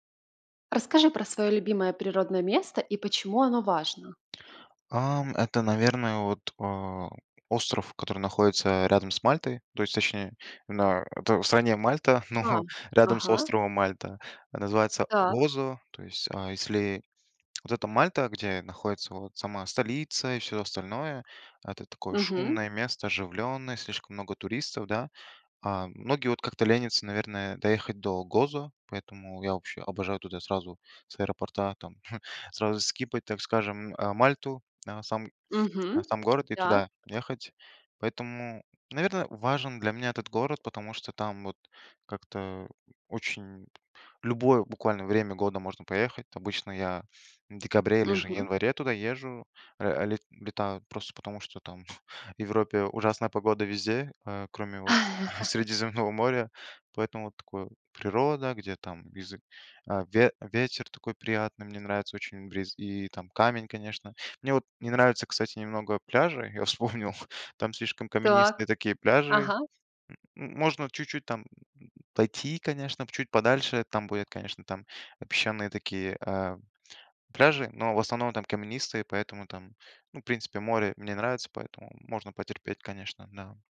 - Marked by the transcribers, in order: laughing while speaking: "но"; chuckle; in English: "скипать"; chuckle; chuckle; laugh; laughing while speaking: "я вспомнил"
- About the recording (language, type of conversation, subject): Russian, podcast, Почему для вас важно ваше любимое место на природе?